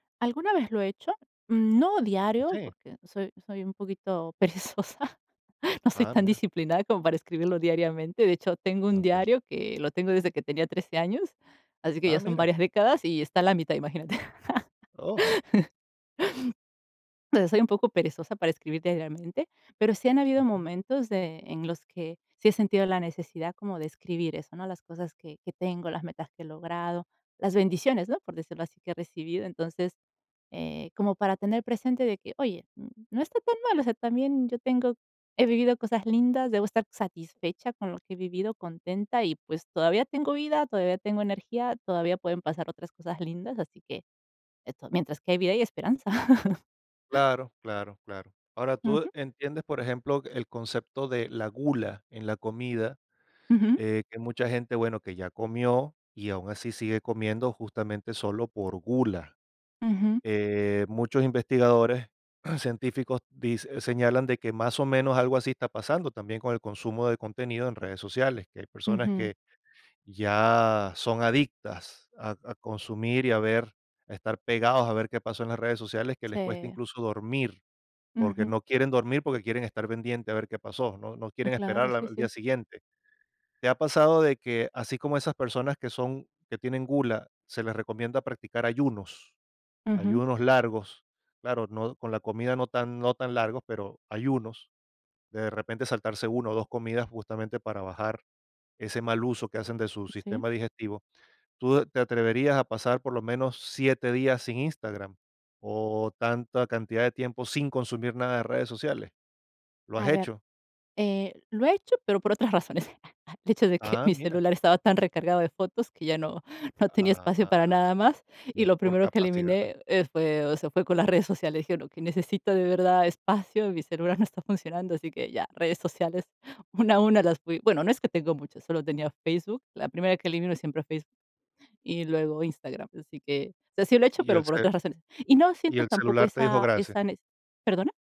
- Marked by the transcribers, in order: laughing while speaking: "perezosa"; chuckle; chuckle; chuckle; throat clearing; chuckle; laughing while speaking: "redes sociales"
- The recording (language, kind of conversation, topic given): Spanish, podcast, ¿Qué técnicas usas para evitar comparar tu vida con lo que ves en las redes sociales?